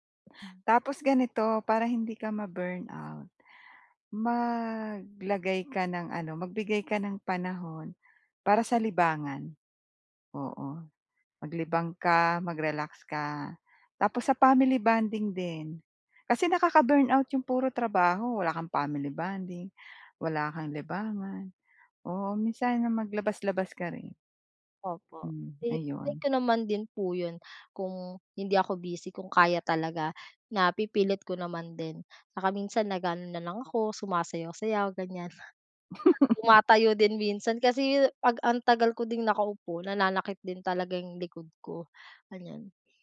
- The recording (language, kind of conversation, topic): Filipino, advice, Paano ako makapagtatakda ng malinaw na hangganan sa oras ng trabaho upang maiwasan ang pagkasunog?
- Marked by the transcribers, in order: other background noise; snort; scoff